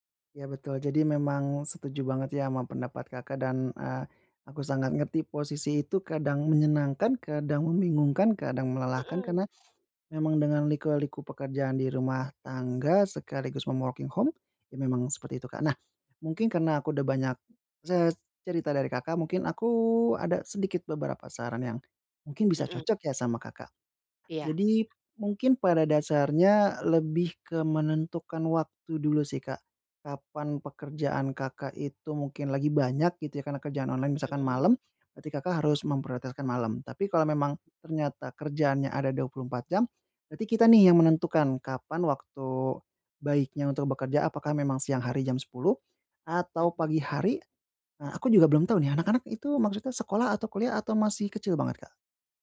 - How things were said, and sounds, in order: in English: "mom working home"; other background noise
- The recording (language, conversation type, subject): Indonesian, advice, Bagaimana pengalaman Anda bekerja dari rumah penuh waktu sebagai pengganti bekerja di kantor?